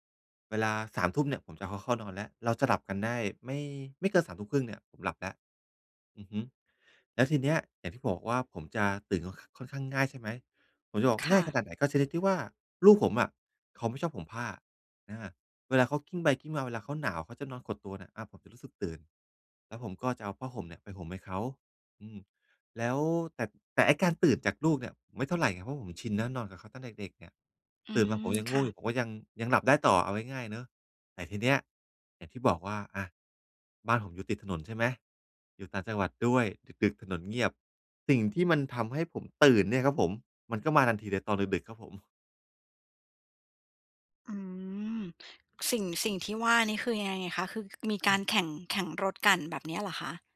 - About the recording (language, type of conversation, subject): Thai, advice, ทำอย่างไรให้ผ่อนคลายได้เมื่อพักอยู่บ้านแต่ยังรู้สึกเครียด?
- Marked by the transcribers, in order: other background noise; other noise